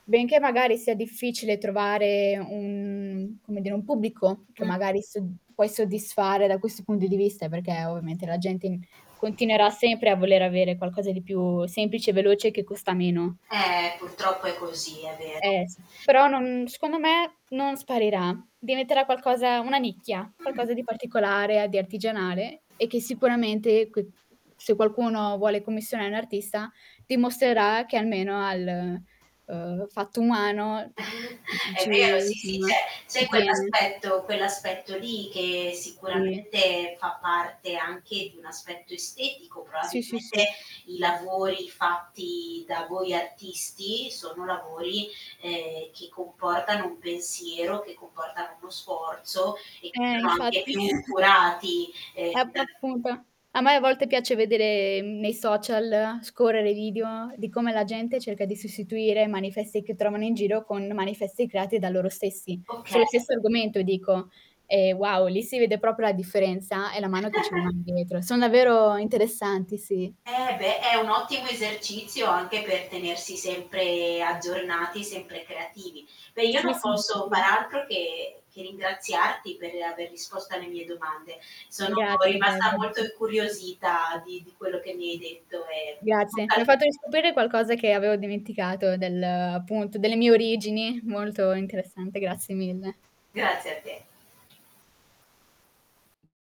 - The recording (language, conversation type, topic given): Italian, podcast, Come trasformi un’esperienza personale in qualcosa di creativo?
- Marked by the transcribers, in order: other background noise; drawn out: "un"; static; tapping; distorted speech; chuckle; "Probabilmente" said as "proabilmente"; chuckle; unintelligible speech; "sostituire" said as "sossituire"; chuckle; other noise; unintelligible speech